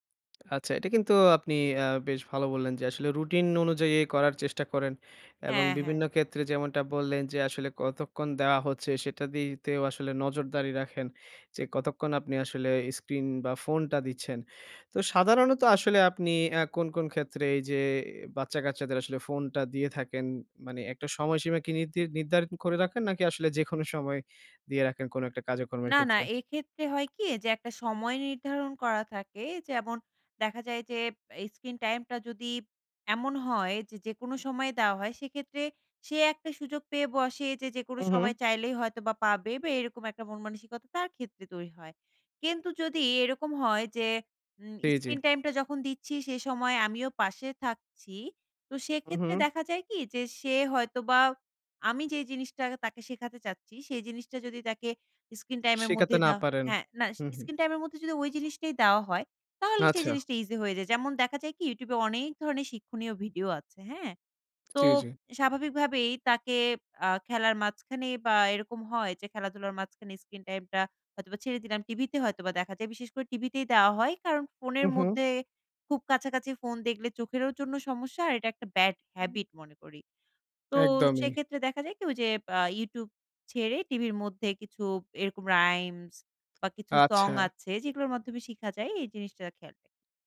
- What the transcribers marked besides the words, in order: in English: "screen"; in English: "screen"; in English: "screen"; in English: "screen"; in English: "screen"; in English: "screen"; in English: "bad habit"; in English: "rhymes"
- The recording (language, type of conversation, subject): Bengali, podcast, বাচ্চাদের স্ক্রিন ব্যবহারের বিষয়ে আপনি কী কী নীতি অনুসরণ করেন?